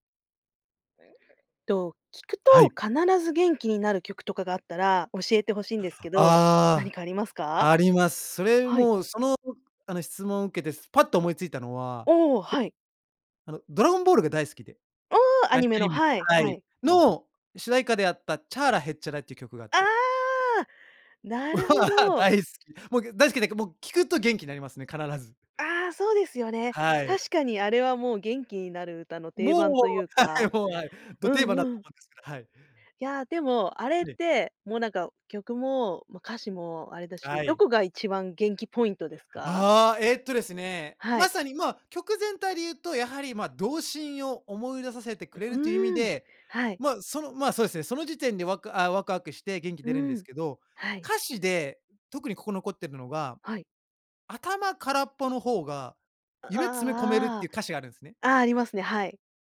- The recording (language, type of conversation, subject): Japanese, podcast, 聴くと必ず元気になれる曲はありますか？
- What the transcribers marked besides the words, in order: unintelligible speech; laughing while speaking: "は大好き"; laughing while speaking: "はい"